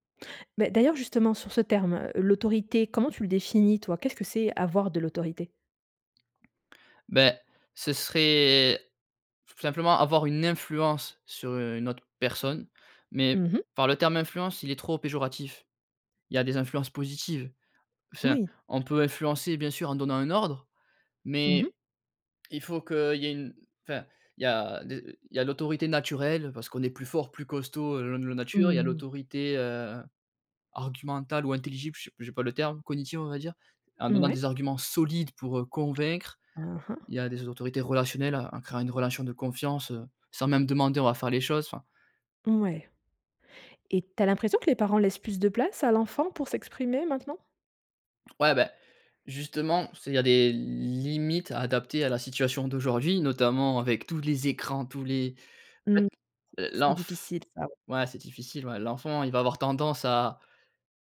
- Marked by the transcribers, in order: other background noise; stressed: "solides"; tapping
- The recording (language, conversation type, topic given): French, podcast, Comment la notion d’autorité parentale a-t-elle évolué ?